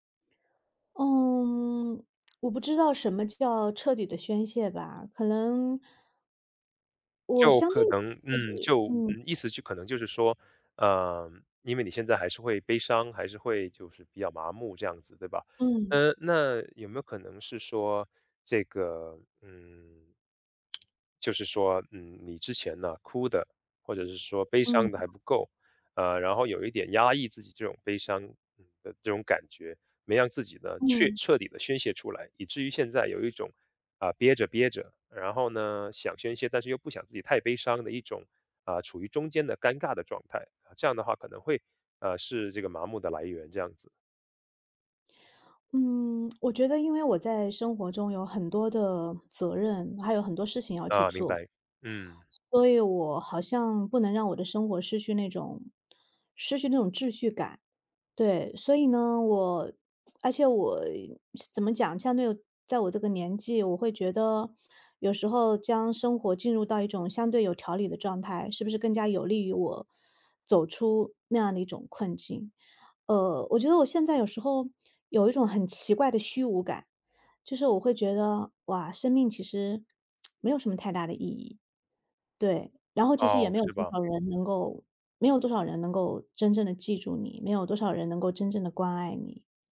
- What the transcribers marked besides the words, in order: tsk; other background noise; tsk; tsk
- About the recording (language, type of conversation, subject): Chinese, advice, 为什么我在经历失去或突发变故时会感到麻木，甚至难以接受？